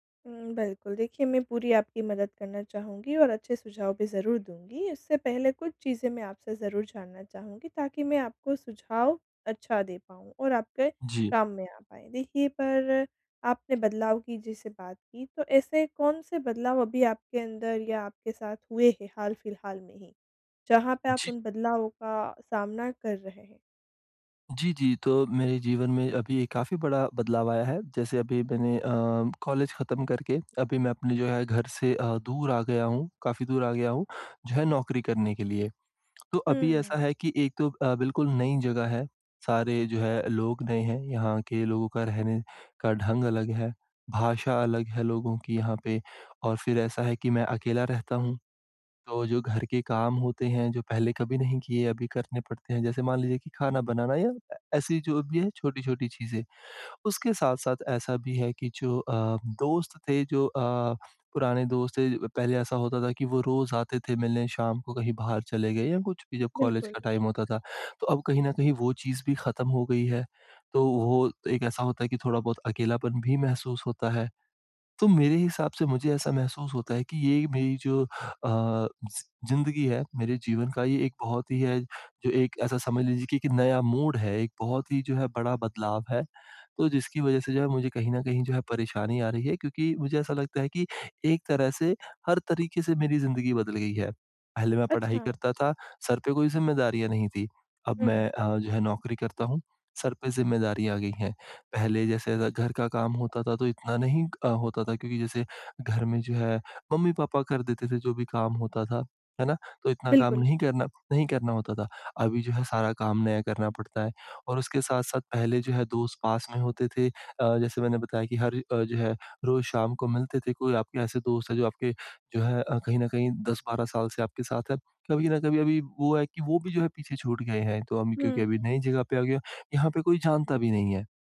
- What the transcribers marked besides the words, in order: in English: "टाइम"
- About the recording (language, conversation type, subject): Hindi, advice, बदलते हालातों के साथ मैं खुद को कैसे समायोजित करूँ?